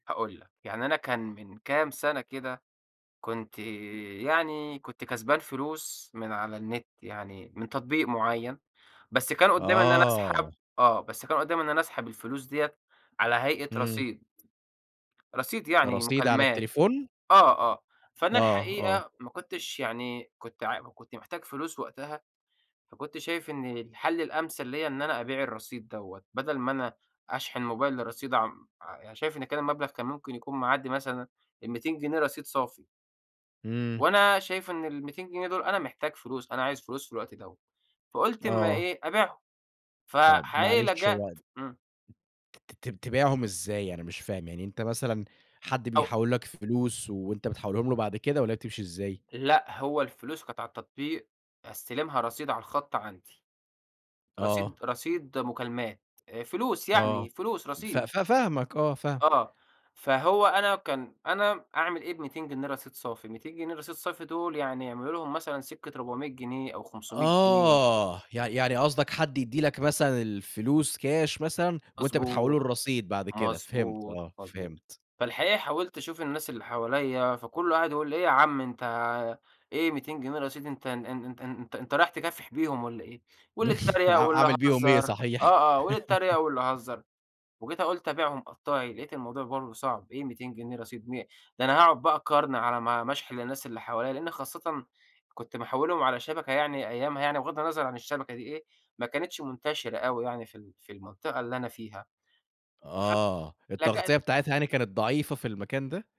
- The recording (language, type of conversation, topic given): Arabic, podcast, إزاي تعرف إن الشخص اللي على النت يستاهل ثقتك؟
- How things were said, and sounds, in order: tapping; chuckle; laugh